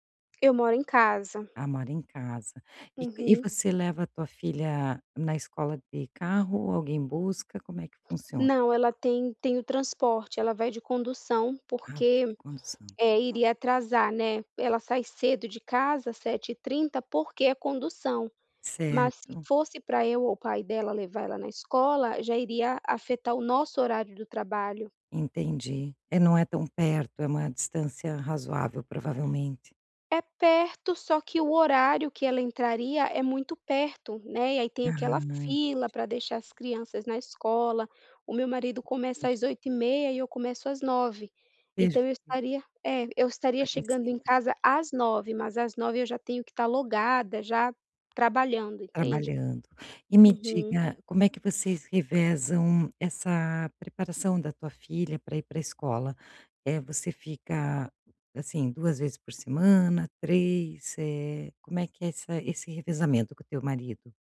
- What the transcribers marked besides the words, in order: tapping; unintelligible speech
- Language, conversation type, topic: Portuguese, advice, Por que eu sempre adio começar a praticar atividade física?